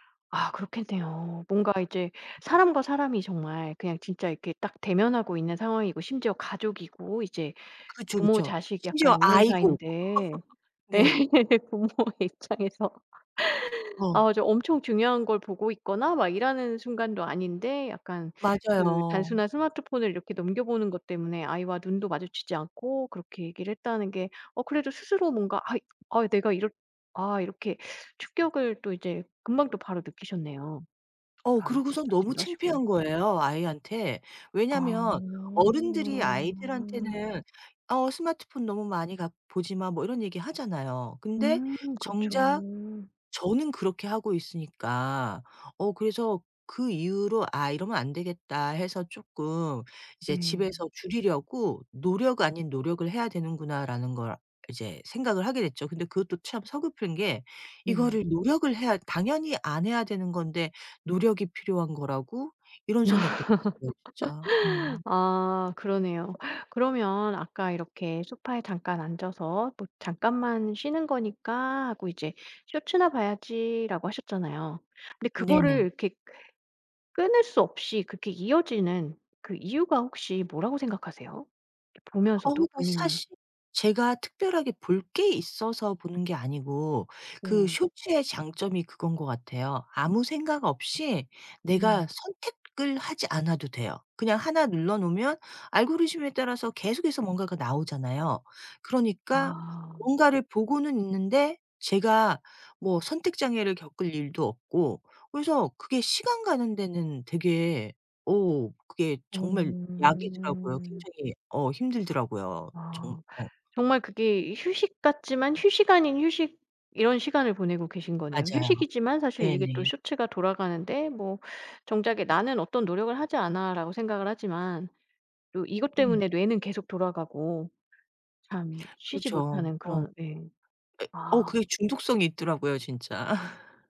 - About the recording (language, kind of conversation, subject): Korean, podcast, 디지털 디톡스는 어떻게 시작하면 좋을까요?
- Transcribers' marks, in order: tapping; laughing while speaking: "예. 부모의 입장에서"; laugh; other background noise; laugh; laugh